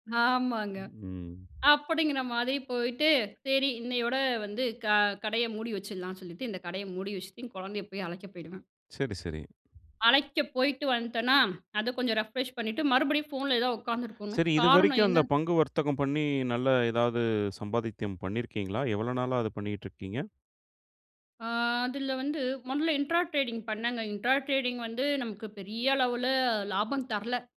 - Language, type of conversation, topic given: Tamil, podcast, உங்கள் தினசரி கைப்பேசி பயன்படுத்தும் பழக்கத்தைப் பற்றி சொல்ல முடியுமா?
- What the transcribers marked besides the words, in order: tapping; in English: "ரெஃப்ரெஷ்"; in English: "இன்ட்ரா டிரேடிங்"; in English: "இன்ட்ரா டிரேடிங்"